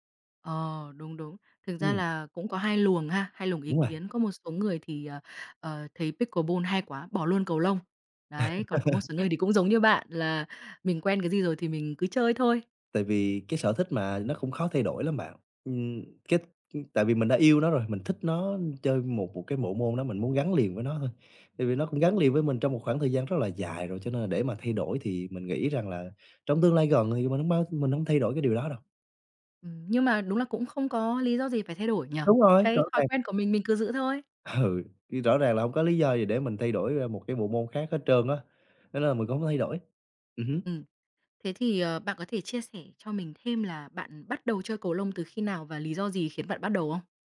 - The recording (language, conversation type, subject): Vietnamese, podcast, Bạn làm thế nào để sắp xếp thời gian cho sở thích khi lịch trình bận rộn?
- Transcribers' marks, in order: tapping; laugh; laughing while speaking: "Ừ"